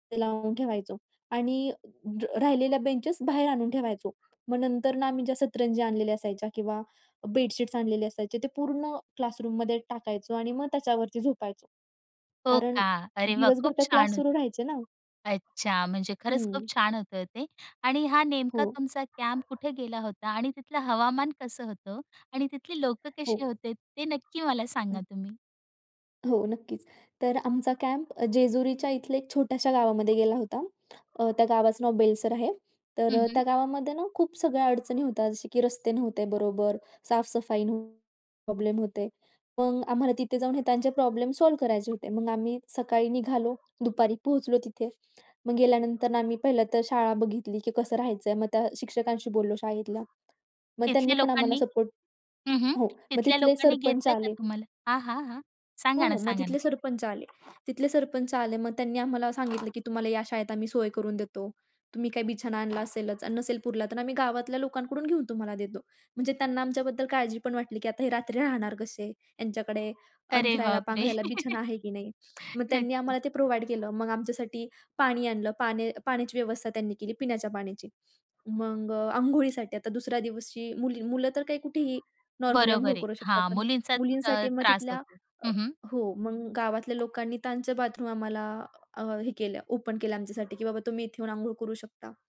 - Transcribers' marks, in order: other noise; other background noise; tapping; dog barking; in English: "सॉल्व्ह"; laughing while speaking: "अरे बापरे!"; chuckle; in English: "प्रोव्हाईड"; in English: "ओपन"
- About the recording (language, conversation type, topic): Marathi, podcast, कॅम्पमधल्या त्या रात्रीची आठवण सांगाल का?